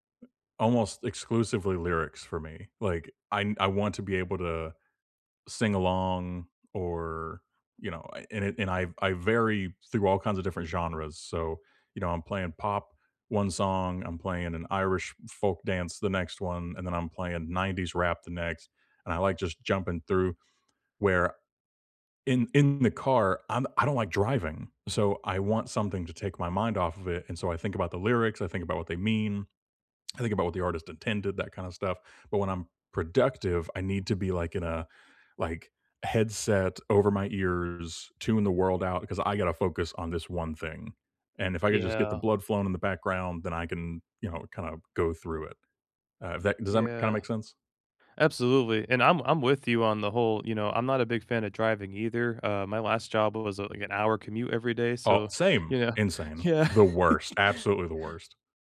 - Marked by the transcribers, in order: laughing while speaking: "yeah"; chuckle
- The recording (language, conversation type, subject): English, unstructured, Which soundtracks or scores make your everyday moments feel cinematic, and what memories do they carry?
- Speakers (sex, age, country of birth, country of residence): male, 30-34, United States, United States; male, 35-39, United States, United States